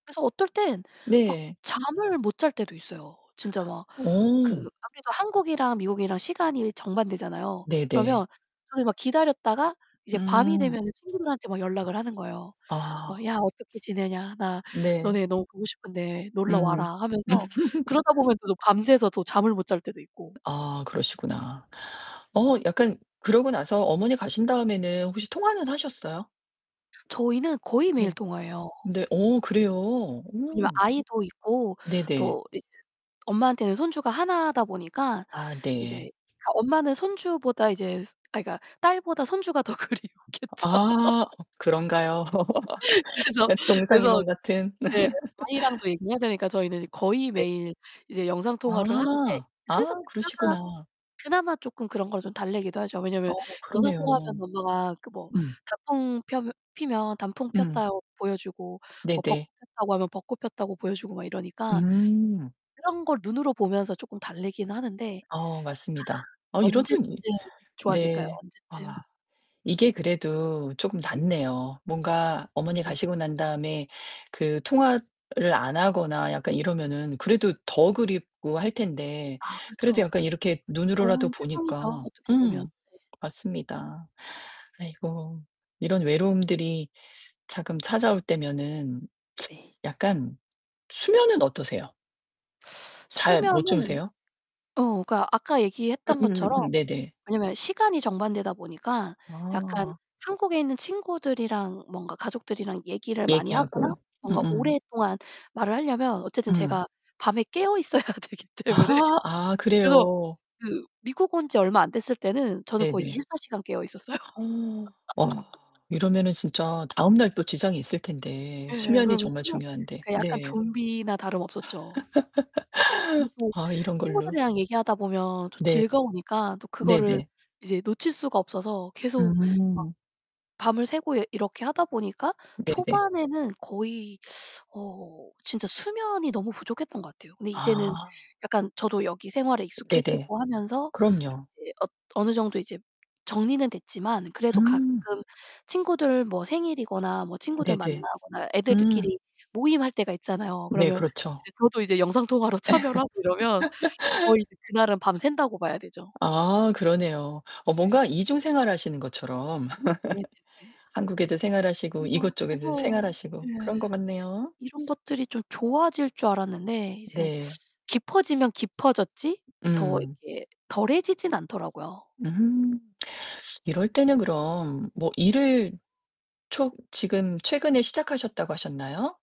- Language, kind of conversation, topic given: Korean, advice, 이사한 뒤 향수병과 지속적인 외로움을 어떻게 극복할 수 있을까요?
- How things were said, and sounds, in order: other background noise; distorted speech; laugh; tapping; laughing while speaking: "더 그리웠겠죠"; laugh; laugh; sigh; laughing while speaking: "깨어있어야 되기 때문에"; laughing while speaking: "깨어있었어요"; laugh; unintelligible speech; laugh; laughing while speaking: "영상통화로 참여를 하고 이러면"; laugh; laugh